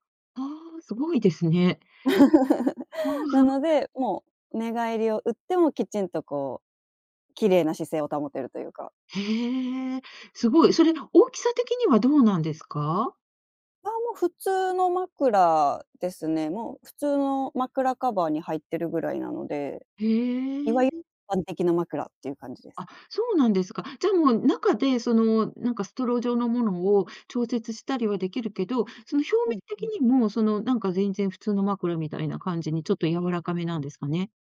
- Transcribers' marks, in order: laugh; other background noise
- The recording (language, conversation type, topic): Japanese, podcast, 睡眠の質を上げるために普段どんな工夫をしていますか？